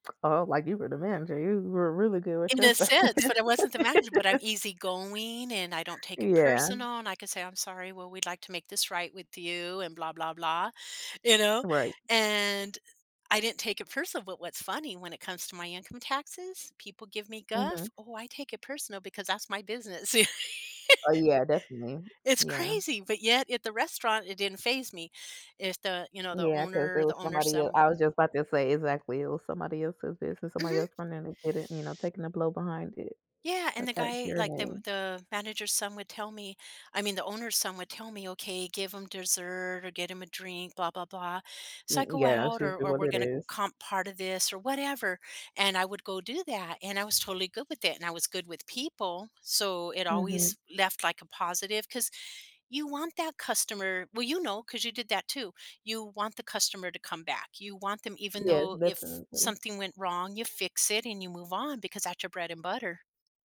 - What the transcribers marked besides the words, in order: tongue click; laugh; other background noise; tapping; laughing while speaking: "You"
- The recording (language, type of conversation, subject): English, unstructured, How have your career goals changed as you've grown and gained experience?
- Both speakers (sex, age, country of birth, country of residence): female, 25-29, United States, United States; female, 65-69, United States, United States